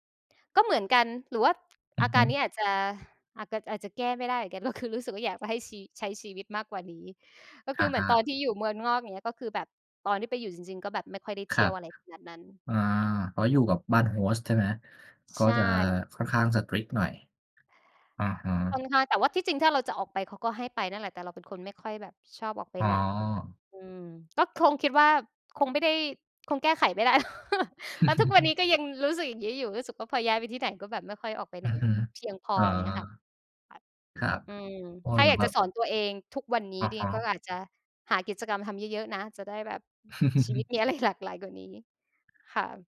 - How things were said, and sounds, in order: other background noise; laughing while speaking: "ก็คือ"; "เมืองนอก" said as "เมือนงอก"; in English: "Host"; in English: "strict"; tapping; laughing while speaking: "แล้ว"; chuckle; chuckle; other noise; laughing while speaking: "มีอะไร"
- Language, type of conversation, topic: Thai, unstructured, คุณอยากสอนตัวเองเมื่อสิบปีที่แล้วเรื่องอะไร?